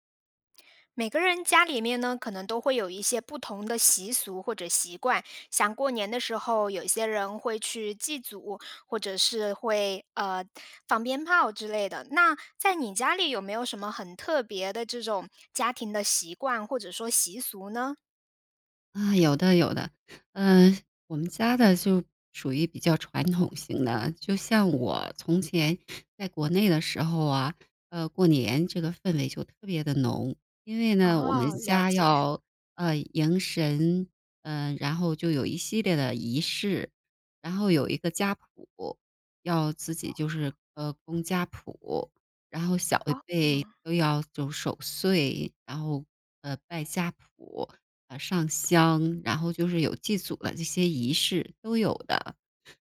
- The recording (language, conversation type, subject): Chinese, podcast, 你们家平时有哪些日常习俗？
- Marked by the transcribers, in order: none